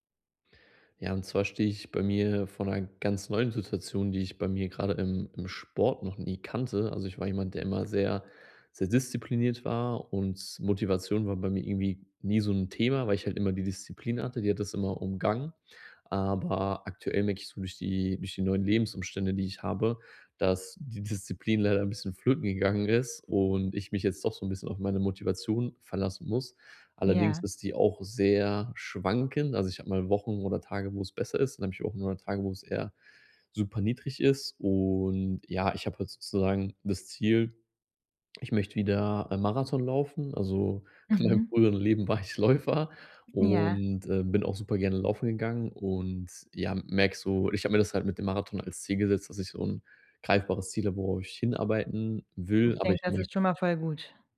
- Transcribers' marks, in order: none
- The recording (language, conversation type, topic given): German, advice, Wie bleibe ich motiviert, wenn ich kaum Zeit habe?
- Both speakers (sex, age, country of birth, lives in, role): female, 30-34, Germany, Germany, advisor; male, 30-34, Germany, Germany, user